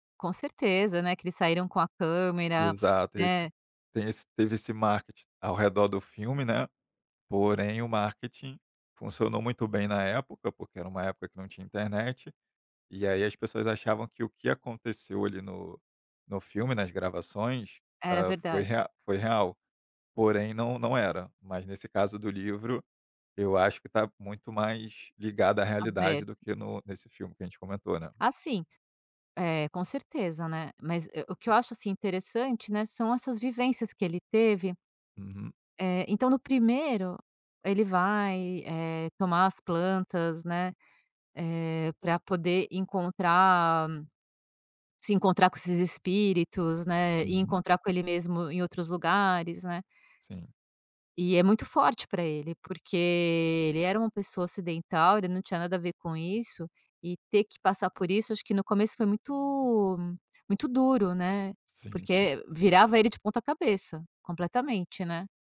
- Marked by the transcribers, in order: sniff; tapping
- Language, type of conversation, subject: Portuguese, podcast, Qual personagem de livro mais te marcou e por quê?